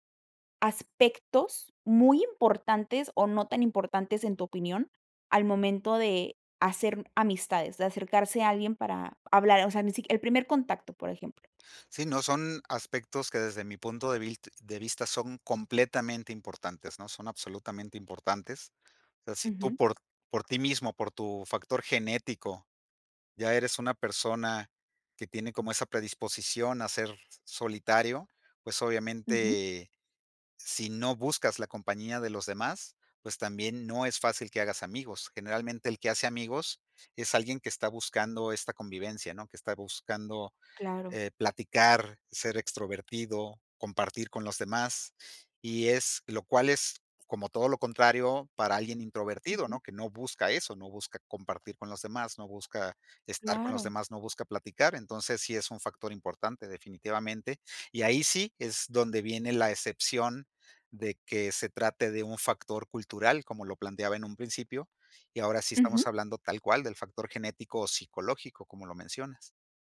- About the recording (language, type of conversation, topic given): Spanish, podcast, ¿Qué barreras impiden que hagamos nuevas amistades?
- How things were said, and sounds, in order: none